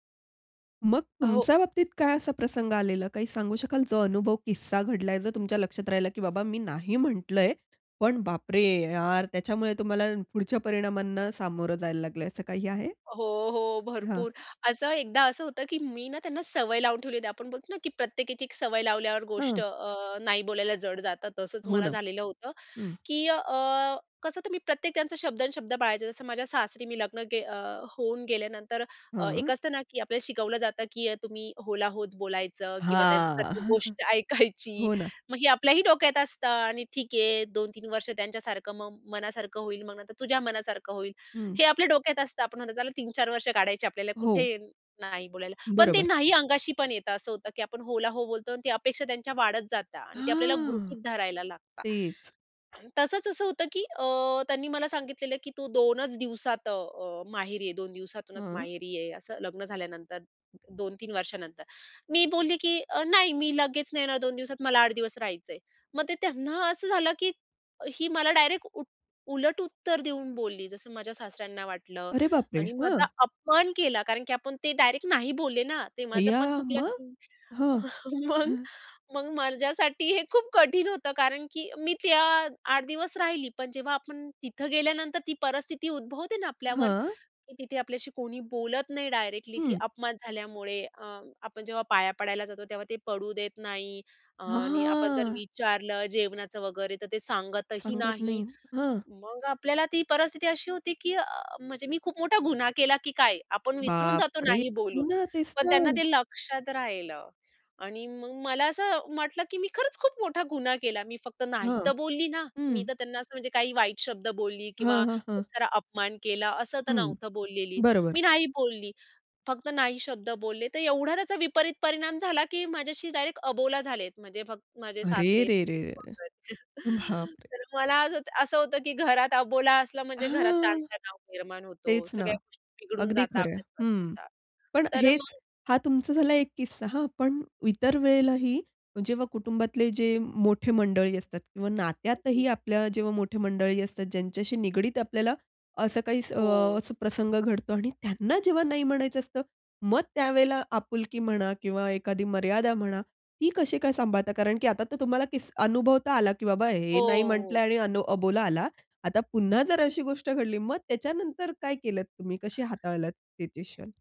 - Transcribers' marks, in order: other background noise; chuckle; laughing while speaking: "गोष्ट ऐकायची"; surprised: "हां"; tapping; throat clearing; chuckle; laughing while speaking: "मग मग माझ्यासाठी हे खूप कठीण होतं"; surprised: "हां, हां"; other noise; unintelligible speech; chuckle; drawn out: "हां"
- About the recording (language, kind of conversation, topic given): Marathi, podcast, दैनंदिन जीवनात ‘नाही’ म्हणताना तुम्ही स्वतःला कसे सांभाळता?